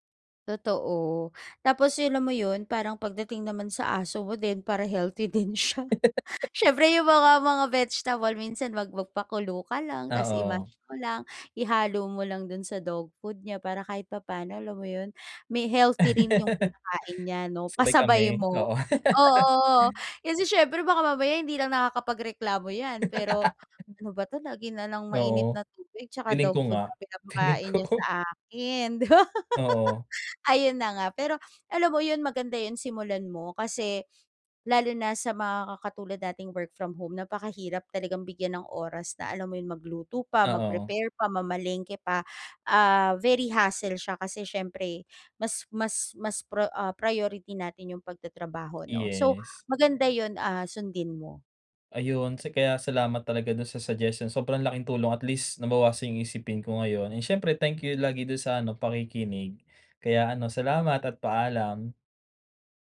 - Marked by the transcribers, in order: laughing while speaking: "din siya"; laugh; laugh; laugh; laugh; laughing while speaking: "Tingin ko"; laughing while speaking: "'Di ba?"
- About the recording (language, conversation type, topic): Filipino, advice, Paano ako makakaplano ng mga pagkain para sa buong linggo?